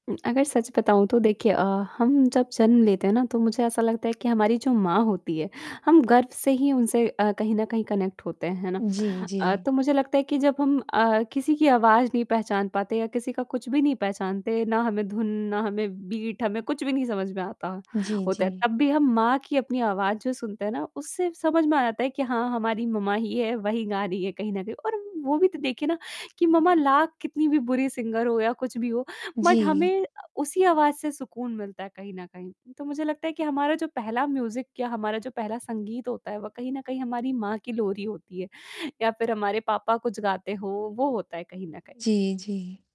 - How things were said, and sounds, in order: static; in English: "कनेक्ट"; in English: "बीट"; in English: "सिंगर"; in English: "बट"; in English: "म्यूज़िक"
- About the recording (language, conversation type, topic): Hindi, podcast, परिवार का संगीत आपकी पसंद को कैसे प्रभावित करता है?